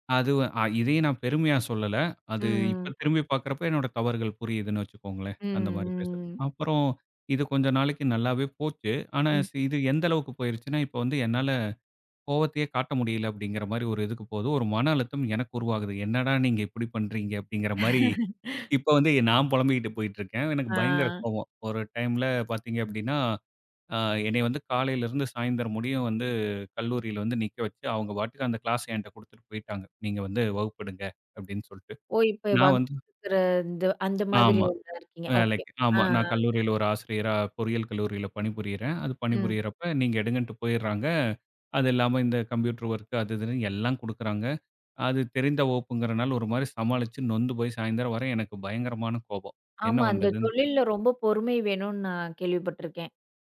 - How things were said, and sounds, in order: other background noise; chuckle; unintelligible speech
- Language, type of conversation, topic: Tamil, podcast, கோபம் வந்தால் நீங்கள் அதை எந்த வழியில் தணிக்கிறீர்கள்?